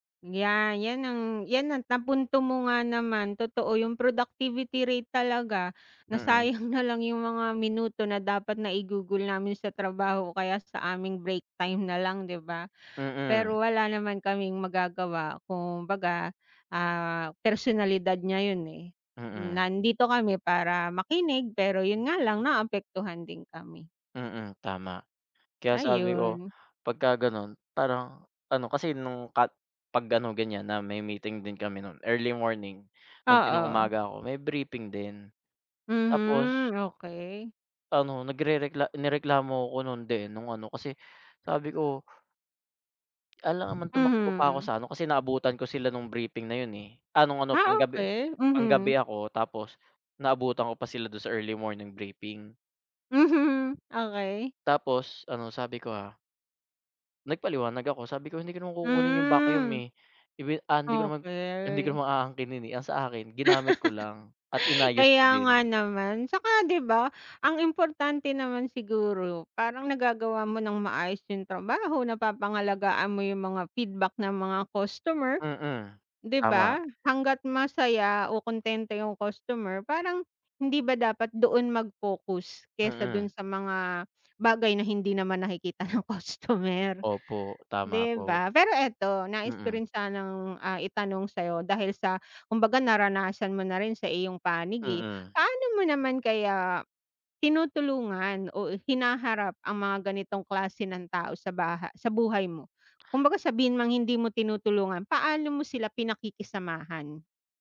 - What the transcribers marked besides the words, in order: other background noise; chuckle; tapping; laughing while speaking: "ng customer"
- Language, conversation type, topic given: Filipino, unstructured, Ano ang masasabi mo tungkol sa mga taong laging nagrereklamo pero walang ginagawa?